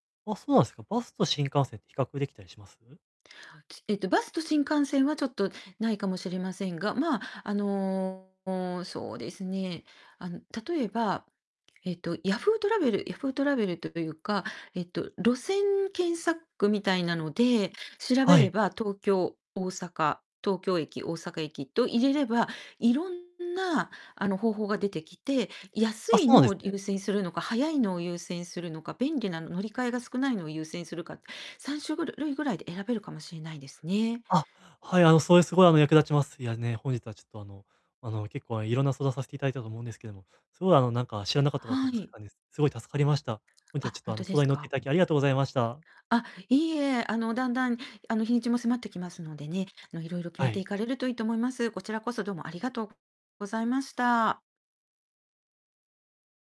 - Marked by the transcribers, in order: distorted speech
- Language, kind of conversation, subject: Japanese, advice, 予算内で快適な旅行を楽しむにはどうすればよいですか?